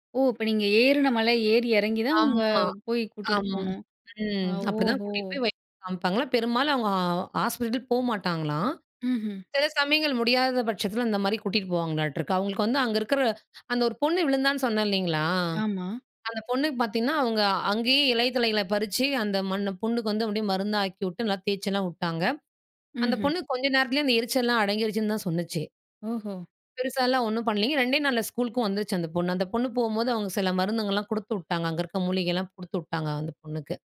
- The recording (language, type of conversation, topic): Tamil, podcast, உங்கள் கற்றல் பயணத்தை ஒரு மகிழ்ச்சி கதையாக சுருக்கமாகச் சொல்ல முடியுமா?
- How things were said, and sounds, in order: drawn out: "அவுங்க"